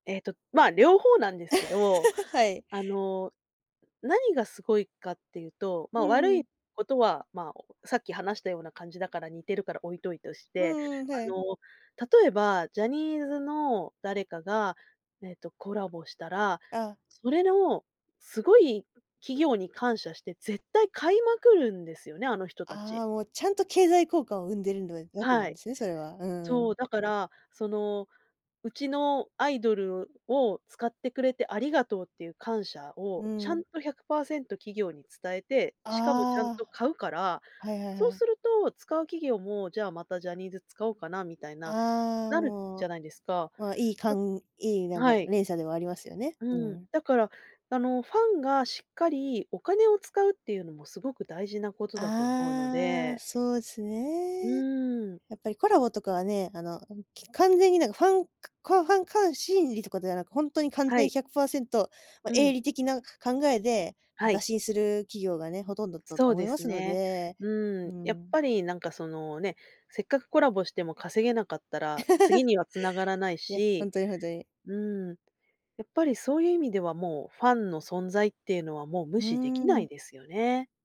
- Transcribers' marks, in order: laugh; other background noise; laugh
- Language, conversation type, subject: Japanese, podcast, ファンコミュニティの力、どう捉えていますか？
- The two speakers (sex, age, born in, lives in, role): female, 20-24, Japan, Japan, host; female, 40-44, Japan, Japan, guest